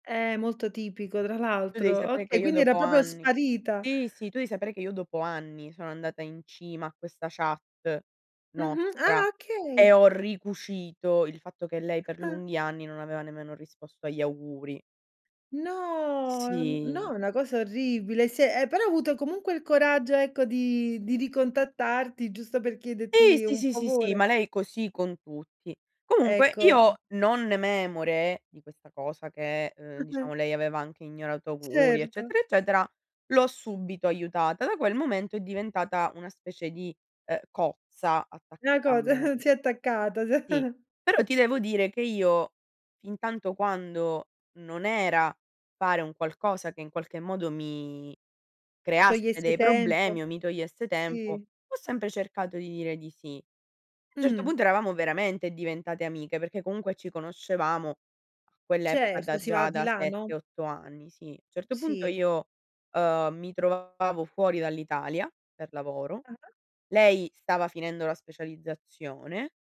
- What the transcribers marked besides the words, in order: surprised: "ah, okay!"; drawn out: "No"; "chiederti" said as "chiedetti"; chuckle; other background noise
- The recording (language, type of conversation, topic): Italian, podcast, Come decidi quando dire no senza ferire gli altri?